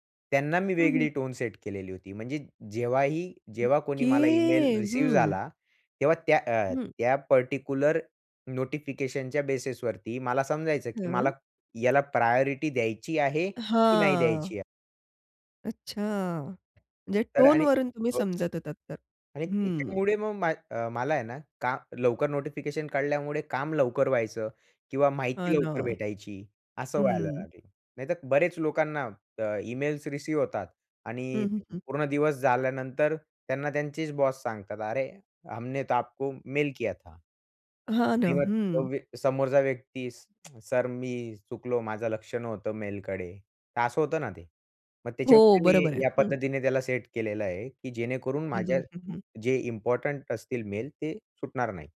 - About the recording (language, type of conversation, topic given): Marathi, podcast, तुम्ही संदेश-सूचनांचे व्यवस्थापन कसे करता?
- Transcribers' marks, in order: drawn out: "ओके"; in English: "बेसिसवरती"; in English: "प्रायोरिटी"; drawn out: "हां"; other background noise; in Hindi: "अरे हमने तो आपको मेल किया था"; tsk